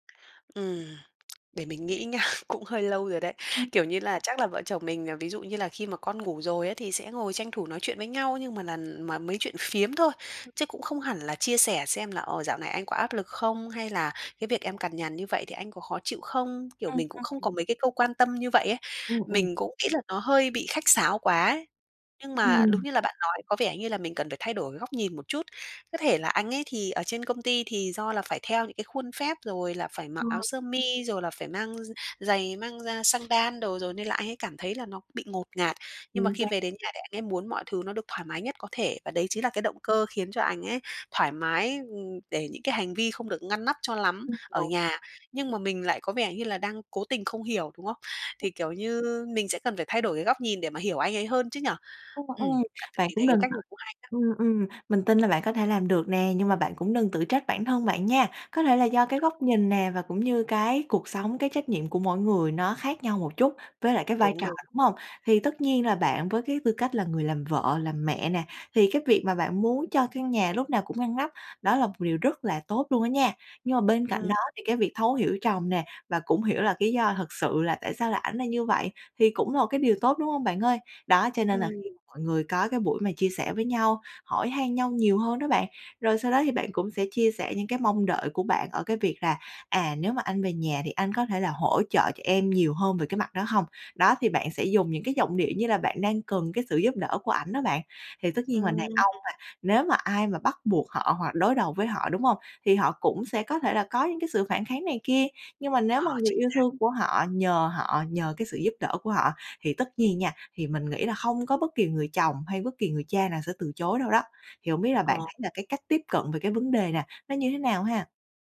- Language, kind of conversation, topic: Vietnamese, advice, Làm sao để chấm dứt những cuộc cãi vã lặp lại về việc nhà và phân chia trách nhiệm?
- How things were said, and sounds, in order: tapping; tsk; laughing while speaking: "nha"; other background noise